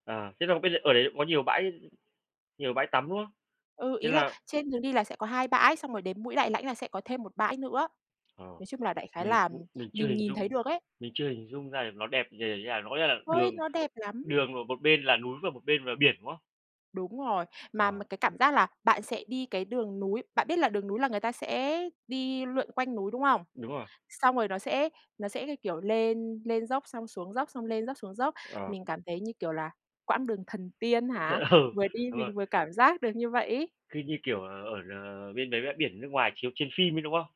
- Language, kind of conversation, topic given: Vietnamese, podcast, Bạn đã từng có trải nghiệm nào đáng nhớ với thiên nhiên không?
- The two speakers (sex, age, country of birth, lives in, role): female, 25-29, Vietnam, Vietnam, guest; male, 35-39, Vietnam, Vietnam, host
- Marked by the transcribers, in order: tapping; other background noise; unintelligible speech; laughing while speaking: "Ừ"